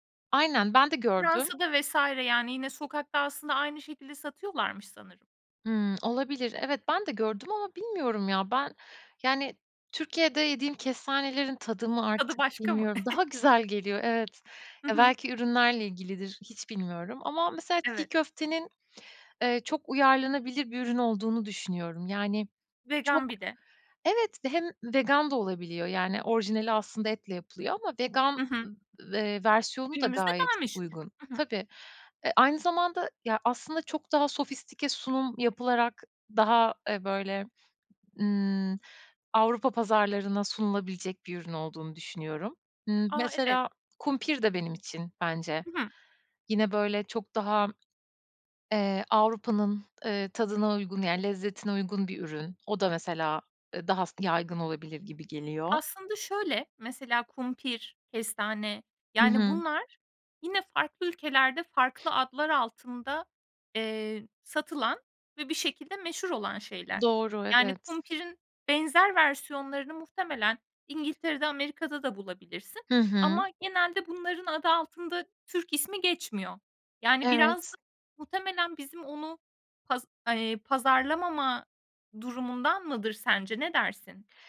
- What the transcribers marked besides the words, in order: other background noise; chuckle; other noise; tapping
- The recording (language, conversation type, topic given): Turkish, podcast, Sokak lezzetleri senin için ne ifade ediyor?